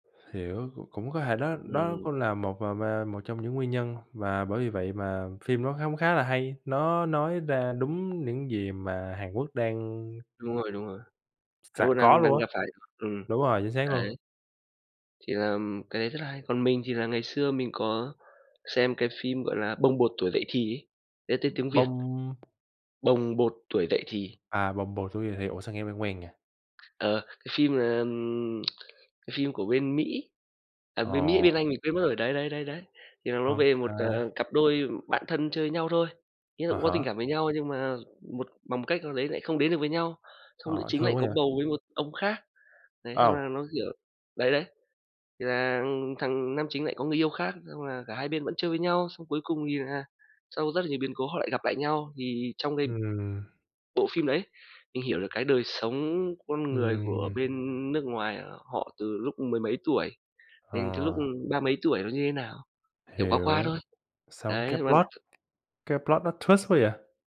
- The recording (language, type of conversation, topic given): Vietnamese, unstructured, Có nên xem phim như một cách để hiểu các nền văn hóa khác không?
- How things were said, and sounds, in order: tapping; unintelligible speech; other background noise; tsk; in English: "plot"; in English: "plot"; in English: "twist"